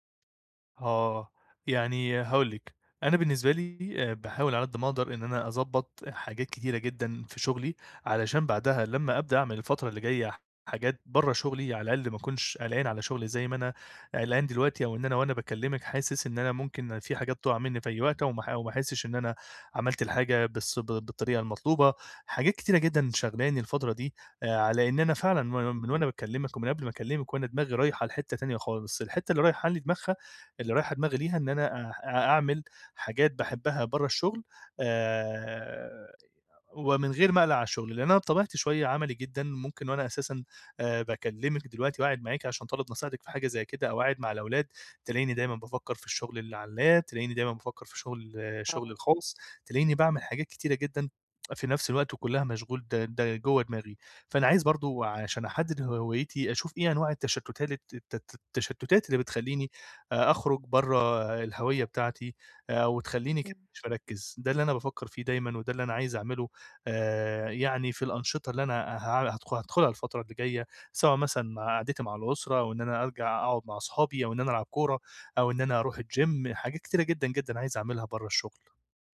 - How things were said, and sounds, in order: tapping; other background noise; in English: "اللاب"; "التشتات" said as "التشتاتلت"; other noise; in English: "الGym"
- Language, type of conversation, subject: Arabic, advice, إزاي أتعرف على نفسي وأبني هويتي بعيد عن شغلي؟